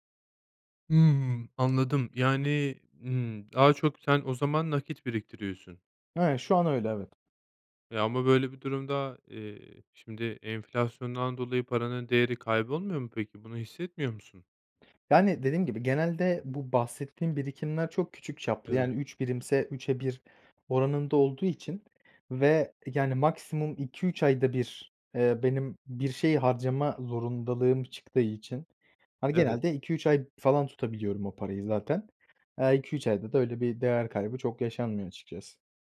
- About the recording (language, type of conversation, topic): Turkish, podcast, Para biriktirmeyi mi, harcamayı mı yoksa yatırım yapmayı mı tercih edersin?
- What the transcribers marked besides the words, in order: other background noise